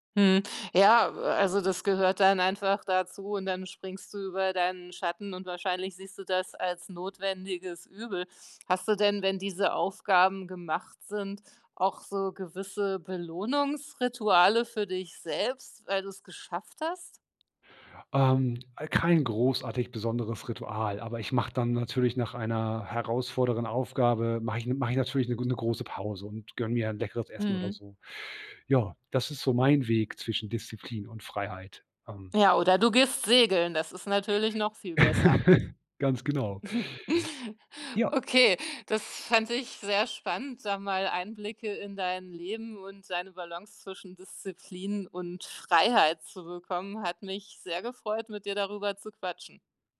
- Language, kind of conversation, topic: German, podcast, Wie findest du die Balance zwischen Disziplin und Freiheit?
- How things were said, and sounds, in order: laugh; chuckle